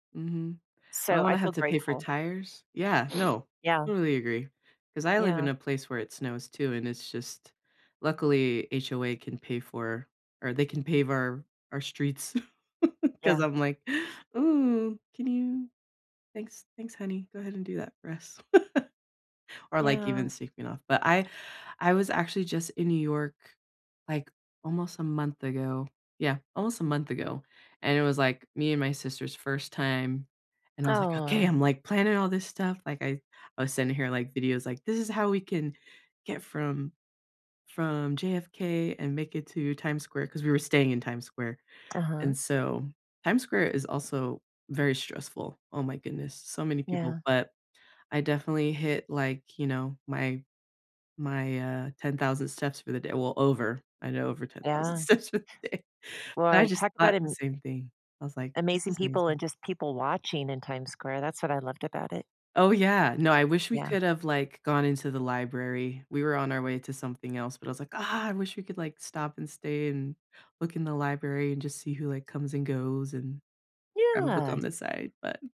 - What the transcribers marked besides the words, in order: chuckle; chuckle; laughing while speaking: "steps for the day"
- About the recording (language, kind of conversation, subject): English, unstructured, How can I meet someone amazing while traveling?